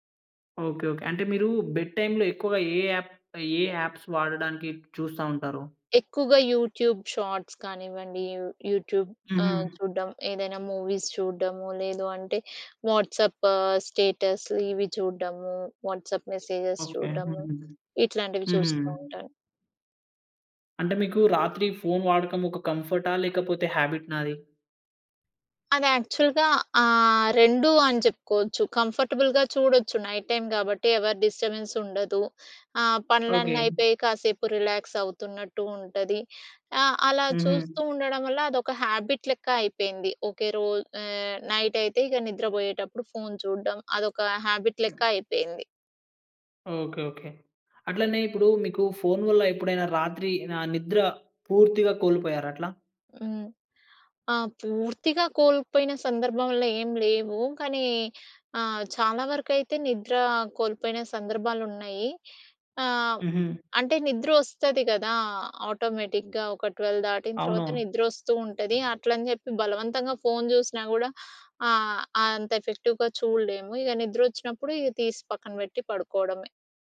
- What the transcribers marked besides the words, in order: in English: "బెడ్ టైమ్‌లో"; in English: "యాప్"; in English: "యాప్స్"; in English: "యూట్యూబ్ షార్ట్స్"; in English: "యూట్యూబ్"; in English: "మూవీస్"; tapping; in English: "వాట్సాప్ స్టేటస్"; in English: "వాట్సాప్ మెసేజెస్"; in English: "యాక్చువల్‍గా"; in English: "కంఫర్టబుల్‌గా"; in English: "నైట్ టైమ్"; in English: "డిస్టర్బెన్స్"; in English: "రిలాక్స్"; in English: "హ్యాబిట్"; in English: "హ్యాబిట్"; in English: "ఆటోమేటిక్‌గా"; other background noise; in English: "ఎఫెక్టివ్‍గా"
- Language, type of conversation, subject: Telugu, podcast, రాత్రి పడుకునే ముందు మొబైల్ ఫోన్ వాడకం గురించి మీ అభిప్రాయం ఏమిటి?